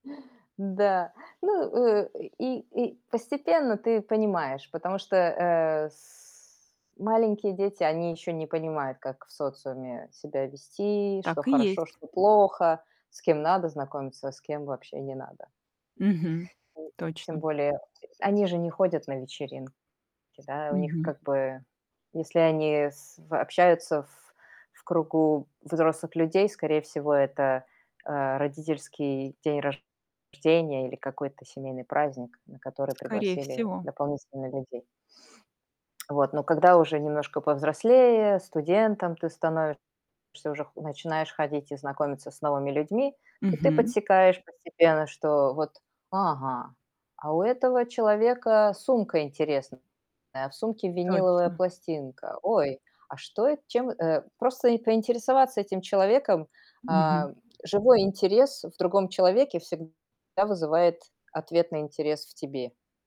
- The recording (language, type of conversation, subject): Russian, podcast, Как вы начинаете разговор с совершенно незнакомым человеком?
- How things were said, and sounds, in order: other background noise; drawn out: "с"; tapping; distorted speech; background speech